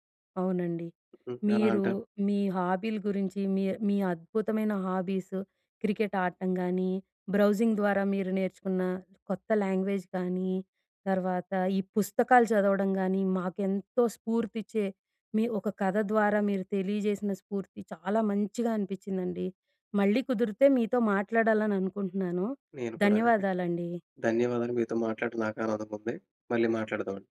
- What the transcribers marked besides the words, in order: in English: "హాబీస్ క్రికెట్"; in English: "బ్రౌజింగ్"; in English: "లాంగ్వేజ్"
- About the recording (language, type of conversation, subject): Telugu, podcast, మీ హాబీలను కలిపి కొత్తదేదైనా సృష్టిస్తే ఎలా అనిపిస్తుంది?